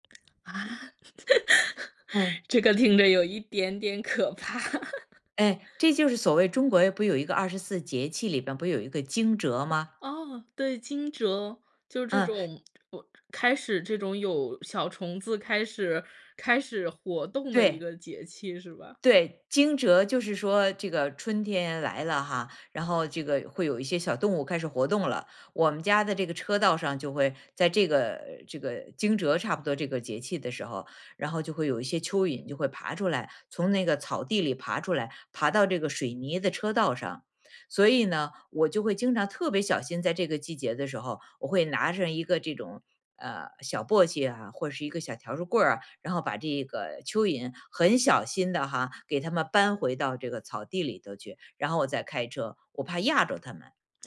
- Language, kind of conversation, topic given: Chinese, podcast, 自然如何帮助人们培养观察力和同理心？
- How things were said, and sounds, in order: tapping; laugh; laughing while speaking: "这个听着有一点点可怕"; laugh